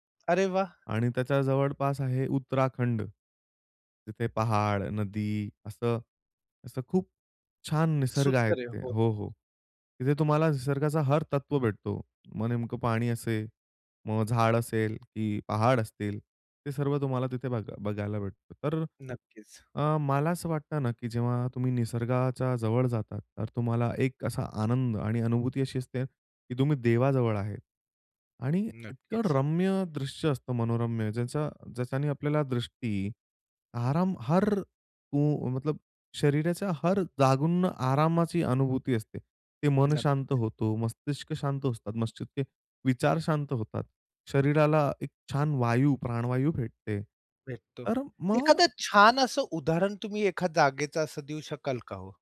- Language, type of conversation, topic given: Marathi, podcast, निसर्गाने वेळ आणि धैर्य यांचे महत्त्व कसे दाखवले, उदाहरण द्याल का?
- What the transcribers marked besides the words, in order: none